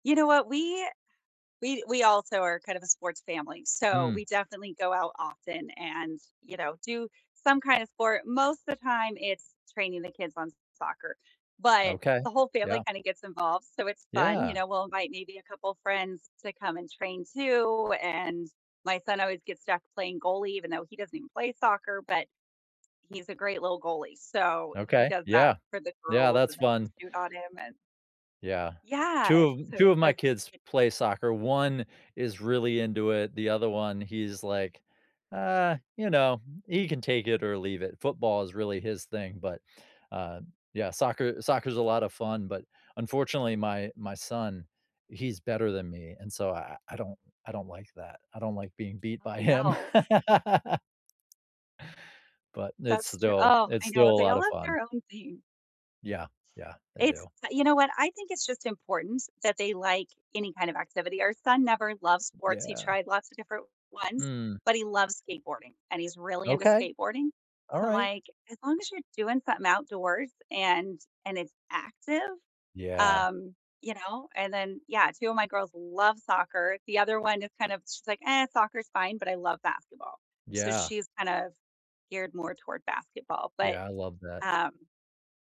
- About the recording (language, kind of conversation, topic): English, unstructured, What is your favorite outdoor activity to do with friends?
- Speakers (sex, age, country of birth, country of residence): female, 40-44, United States, United States; male, 45-49, United States, United States
- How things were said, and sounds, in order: laughing while speaking: "him"; laugh; stressed: "active"